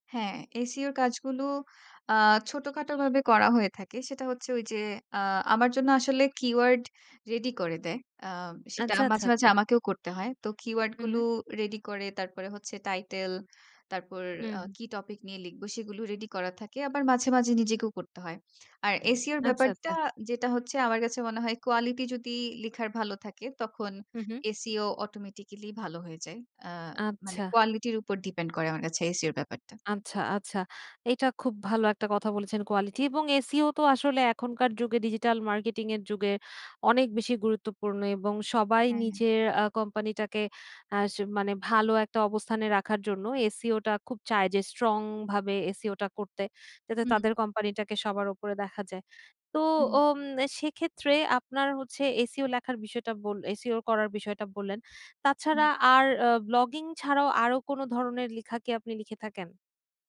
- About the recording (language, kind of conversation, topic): Bengali, podcast, কীভাবে আপনি সৃজনশীল জড়তা কাটাতে বিভিন্ন মাধ্যম ব্যবহার করেন?
- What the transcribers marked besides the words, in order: "কাজগুলো" said as "কাজগুলু"; horn; in English: "কিওয়ার্ড রেডি"; in English: "কিওয়ার্ড"; "গুলো" said as "গুলু"